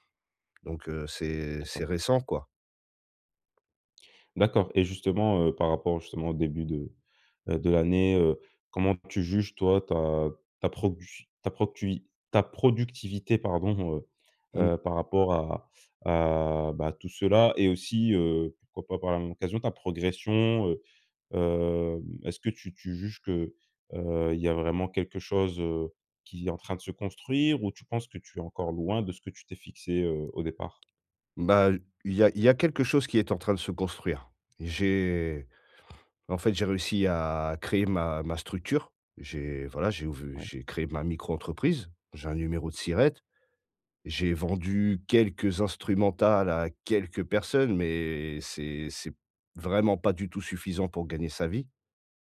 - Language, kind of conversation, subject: French, advice, Pourquoi est-ce que je n’arrive pas à me détendre chez moi, même avec un film ou de la musique ?
- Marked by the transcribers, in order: tapping